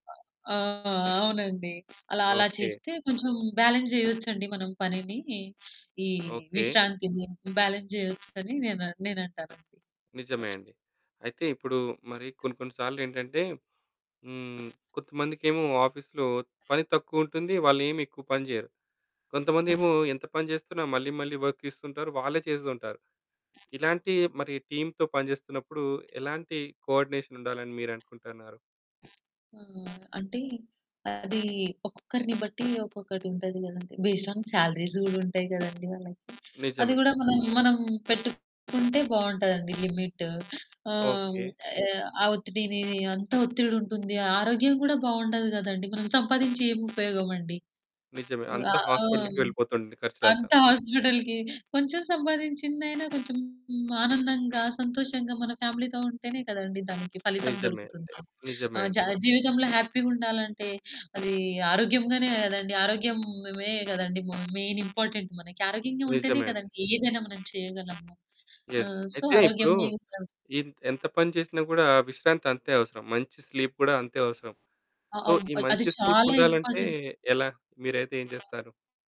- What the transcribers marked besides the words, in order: mechanical hum; in English: "బ్యాలెన్స్"; in English: "బ్యాలెన్స్"; in English: "వర్క్"; in English: "టీమ్‌తో"; in English: "కోఆర్డినేషన్"; other background noise; in English: "బేస్డ్ ఆన్ శాలరీస్"; in English: "లిమిట్"; in English: "హాస్పిటల్‌కి"; in English: "హాస్పిటల్‌కి"; distorted speech; in English: "ఫ్యామిలీతో"; in English: "హ్యాపీగా"; in English: "మెయిన్ ఇంపార్టెంట్"; in English: "యెస్"; in English: "సో"; in English: "స్లీప్"; in English: "సో"; in English: "స్లీప్"; in English: "ఇంపార్టెంట్"
- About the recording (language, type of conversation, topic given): Telugu, podcast, పని, విశ్రాంతి మధ్య సమతుల్యం కోసం మీరు పాటించే ప్రధాన నియమం ఏమిటి?